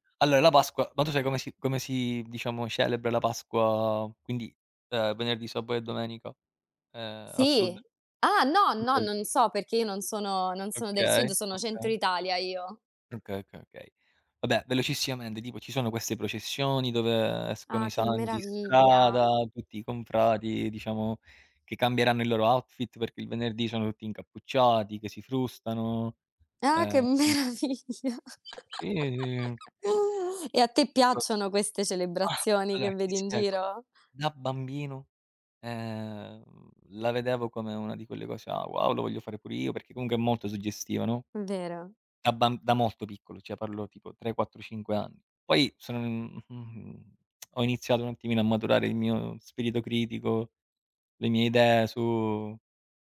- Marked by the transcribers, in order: "sabato" said as "sabo"; other background noise; in English: "outfit"; laughing while speaking: "meraviglia!"; chuckle; unintelligible speech; drawn out: "ehm"; "cioè" said as "ceh"; tapping; lip smack
- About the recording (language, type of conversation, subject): Italian, unstructured, Qual è un ricordo felice che associ a una festa religiosa?
- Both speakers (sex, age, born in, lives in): female, 30-34, Italy, Italy; male, 30-34, Italy, Italy